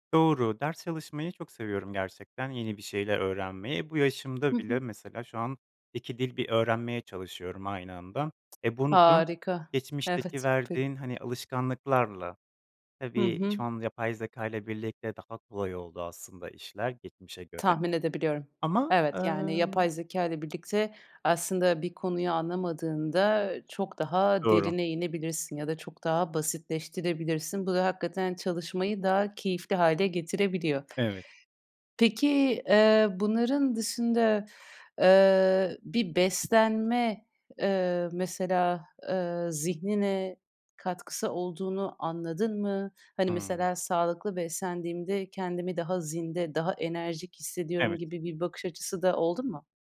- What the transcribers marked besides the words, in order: tapping
- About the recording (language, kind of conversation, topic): Turkish, podcast, Sınav kaygısıyla başa çıkmak için genelde ne yaparsın?